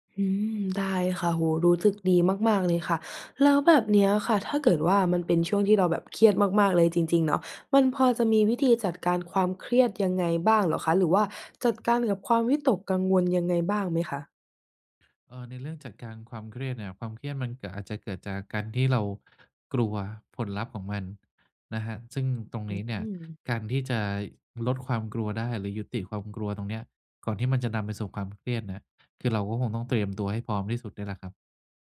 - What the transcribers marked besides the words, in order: tapping; other background noise
- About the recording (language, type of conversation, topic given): Thai, advice, จะจัดการความวิตกกังวลหลังได้รับคำติชมอย่างไรดี?